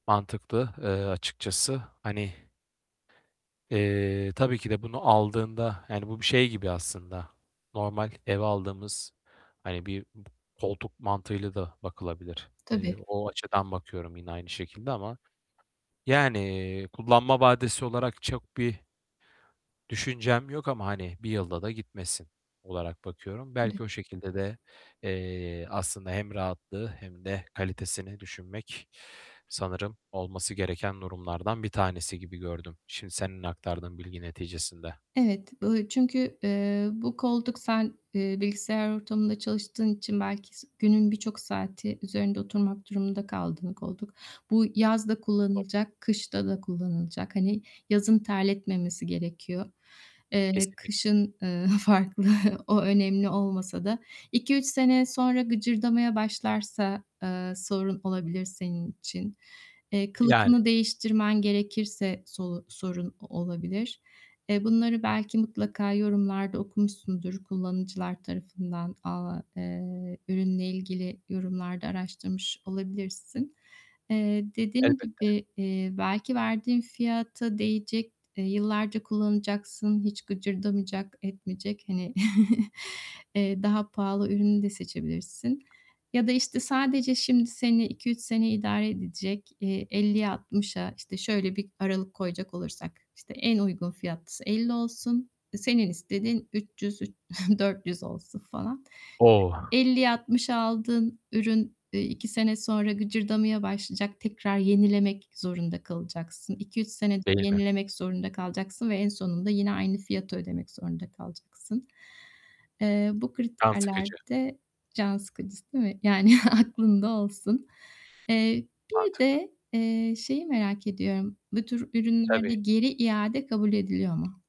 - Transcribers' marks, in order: static; tapping; distorted speech; unintelligible speech; laughing while speaking: "farklı"; chuckle; chuckle; laughing while speaking: "aklında olsun"
- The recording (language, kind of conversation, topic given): Turkish, advice, Online alışverişte bir ürünün kaliteli ve güvenli olduğunu nasıl anlayabilirim?